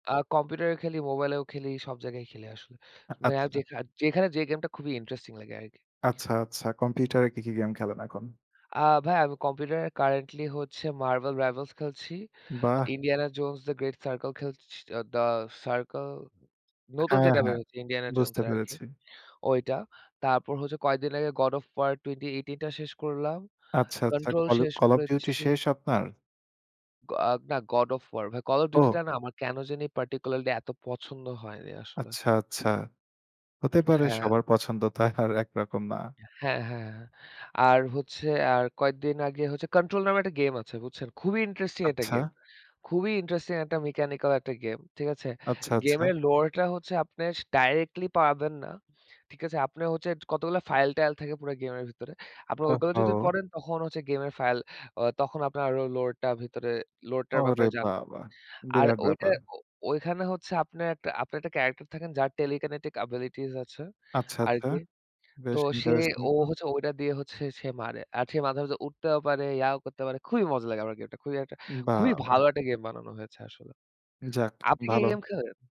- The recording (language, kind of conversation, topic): Bengali, unstructured, আপনি কোন শখ সবচেয়ে বেশি উপভোগ করেন?
- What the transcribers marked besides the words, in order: other background noise; in English: "particularly"; laughing while speaking: "আর"; "লোয়ারটার" said as "লোরটার"; in English: "telekinetic abilities"